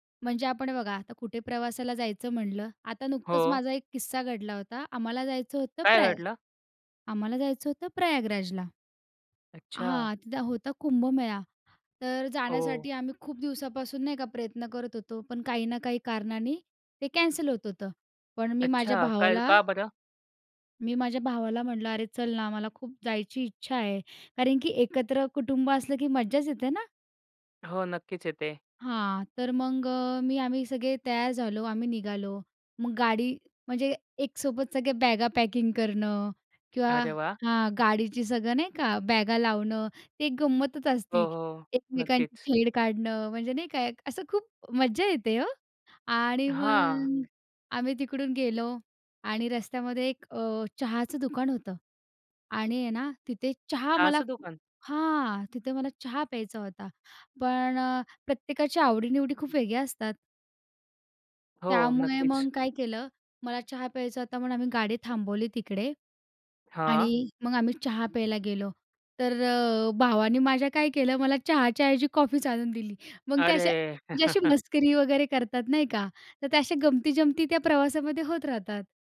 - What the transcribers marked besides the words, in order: other background noise; in English: "पॅकिंग"; other noise; tapping; in English: "कॉफीच"; chuckle
- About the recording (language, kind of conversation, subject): Marathi, podcast, एकत्र प्रवास करतानाच्या आठवणी तुमच्यासाठी का खास असतात?